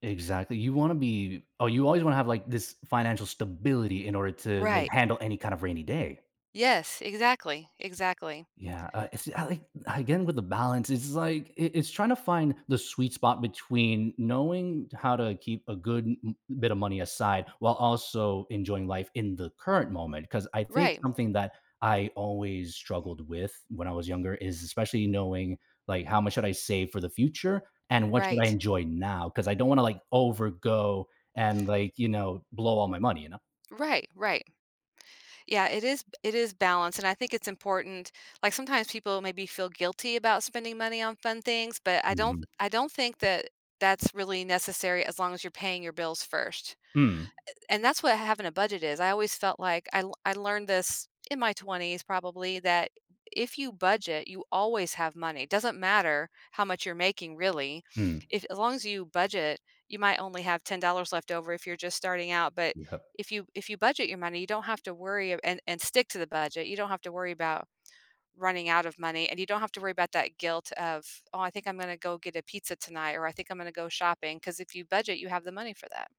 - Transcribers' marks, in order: stressed: "stability"; other background noise; laughing while speaking: "Yep"
- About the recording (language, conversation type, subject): English, unstructured, How do you balance saving money and enjoying life?
- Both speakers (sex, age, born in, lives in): female, 55-59, United States, United States; male, 25-29, Colombia, United States